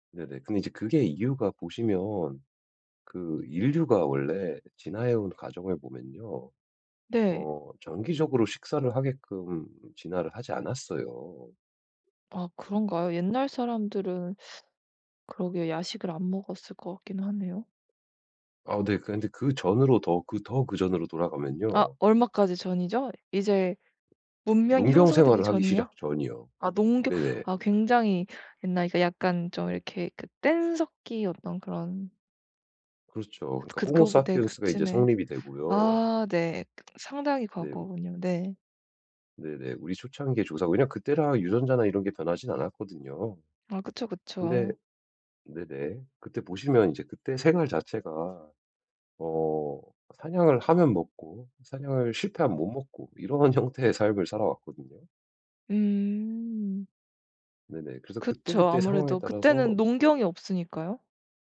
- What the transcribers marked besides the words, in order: tapping; other background noise; laughing while speaking: "이러한 형태의 삶을"
- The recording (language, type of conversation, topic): Korean, advice, 충동적으로 음식을 먹고 싶을 때 어떻게 조절할 수 있을까요?